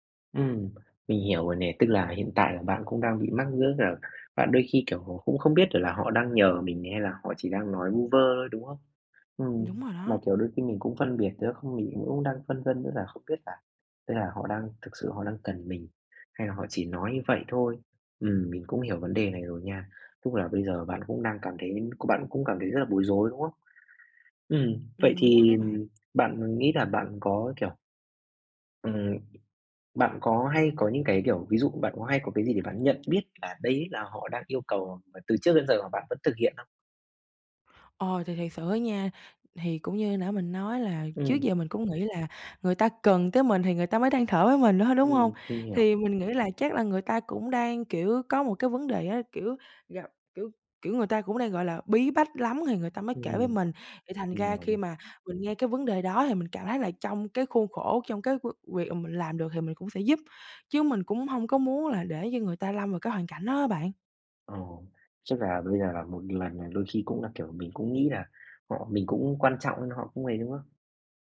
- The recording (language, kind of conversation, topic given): Vietnamese, advice, Làm sao phân biệt phản hồi theo yêu cầu và phản hồi không theo yêu cầu?
- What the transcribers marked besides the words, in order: tapping